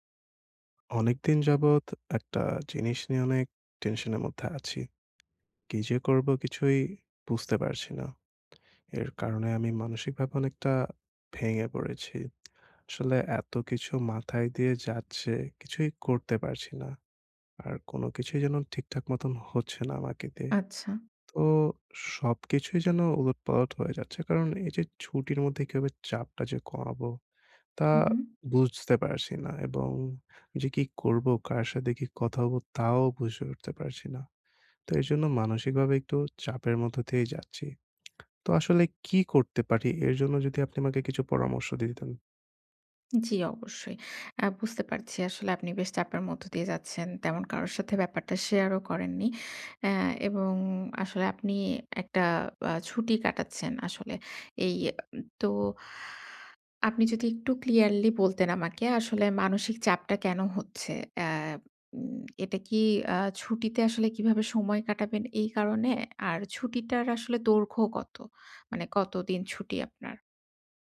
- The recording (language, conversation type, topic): Bengali, advice, অপরিকল্পিত ছুটিতে আমি কীভাবে দ্রুত ও সহজে চাপ কমাতে পারি?
- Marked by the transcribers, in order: tapping; other background noise